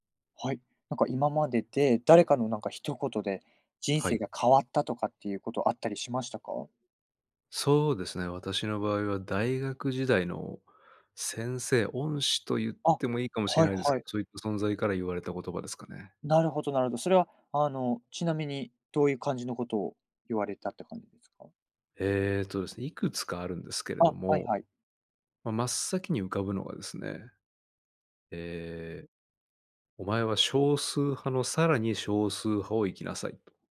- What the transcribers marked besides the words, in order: none
- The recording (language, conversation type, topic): Japanese, podcast, 誰かの一言で人生が変わった経験はありますか？